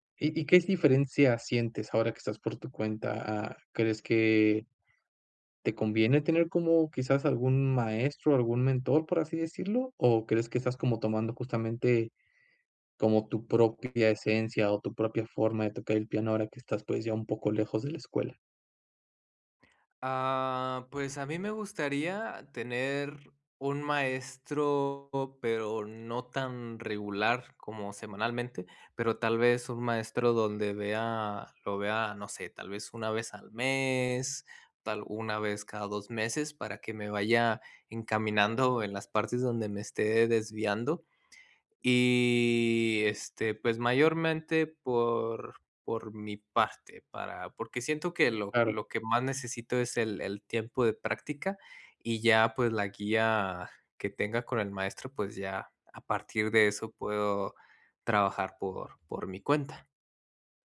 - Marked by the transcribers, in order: none
- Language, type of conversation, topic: Spanish, advice, ¿Cómo puedo mantener mi práctica cuando estoy muy estresado?